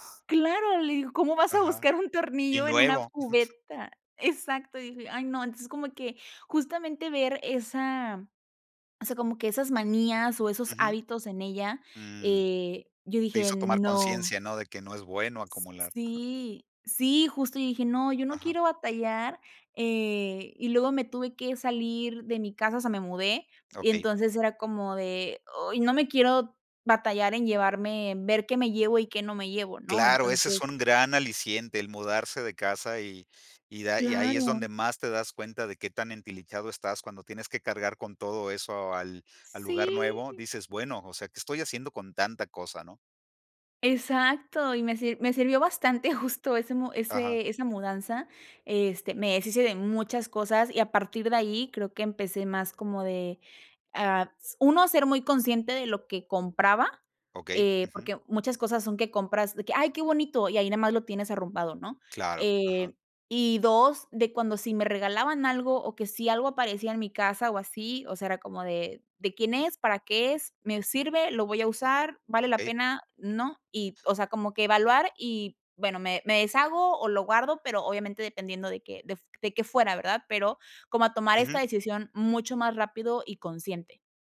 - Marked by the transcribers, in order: laughing while speaking: "buscar un tornillo"; chuckle; chuckle; other background noise
- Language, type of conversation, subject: Spanish, podcast, ¿Cómo haces para no acumular objetos innecesarios?